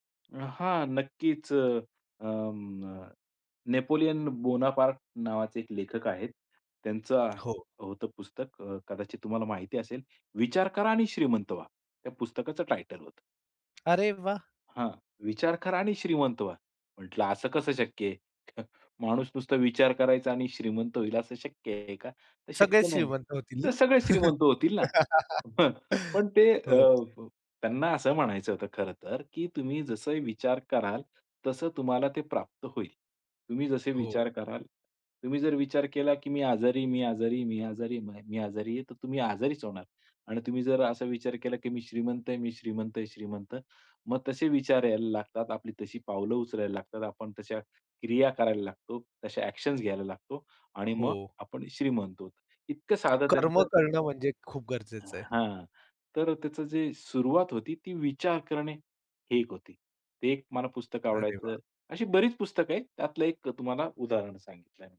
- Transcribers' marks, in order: tapping; scoff; unintelligible speech; laugh; in English: "ॲक्शन्स"
- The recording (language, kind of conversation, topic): Marathi, podcast, कोणती पुस्तकं किंवा गाणी आयुष्यभर आठवतात?